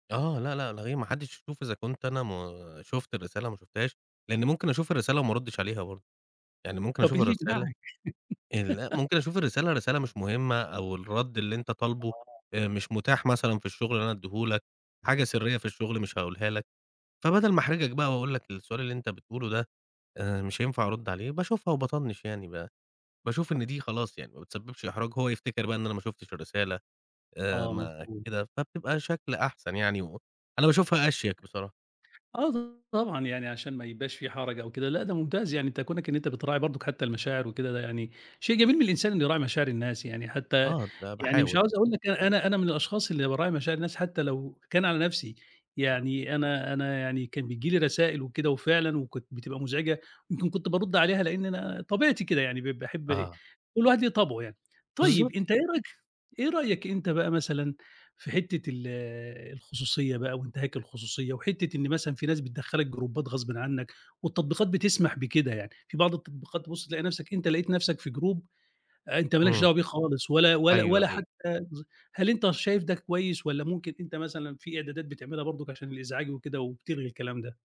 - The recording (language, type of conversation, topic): Arabic, podcast, إزاي بتتعامل مع إشعارات التطبيقات اللي بتضايقك؟
- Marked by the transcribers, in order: laugh; tapping; other background noise; in English: "جروبات"; in English: "group"